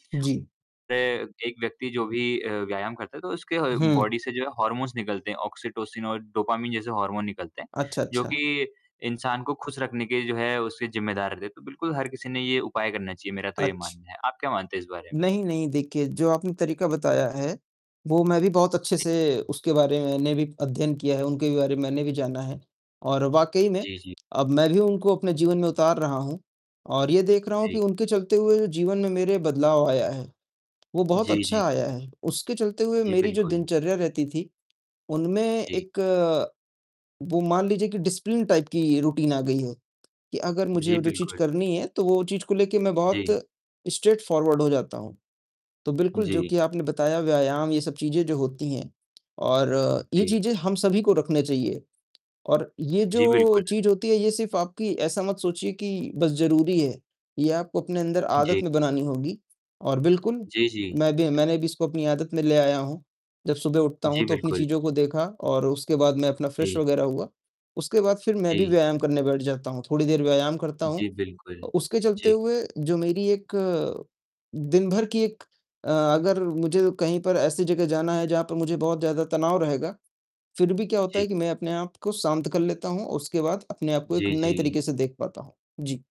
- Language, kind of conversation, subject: Hindi, unstructured, खुशी पाने के लिए आप रोज़ अपने दिन में क्या करते हैं?
- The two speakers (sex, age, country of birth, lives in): male, 20-24, India, India; male, 20-24, India, India
- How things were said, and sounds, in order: distorted speech; in English: "बॉडी"; in English: "डिसिप्लिन टाइप"; in English: "रूटीन"; in English: "स्ट्रेटफ़ॉरवर्ड"; mechanical hum; tapping; in English: "फ्रेश"